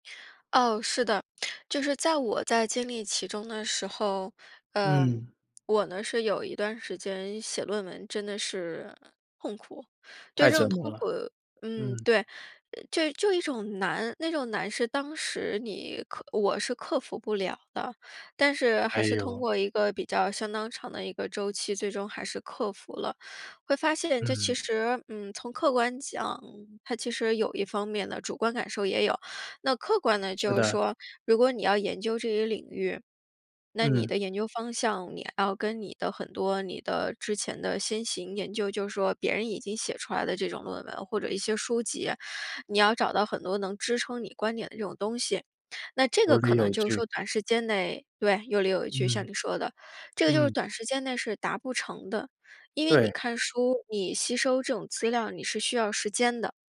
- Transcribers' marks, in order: none
- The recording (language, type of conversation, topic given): Chinese, podcast, 你如何把个人经历转化为能引发普遍共鸣的故事？